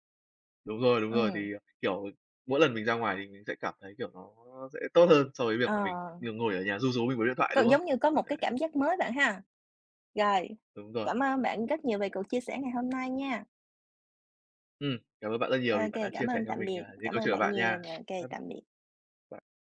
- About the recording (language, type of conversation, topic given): Vietnamese, unstructured, Bạn nghĩ sao về việc dùng điện thoại quá nhiều mỗi ngày?
- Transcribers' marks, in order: tapping; other background noise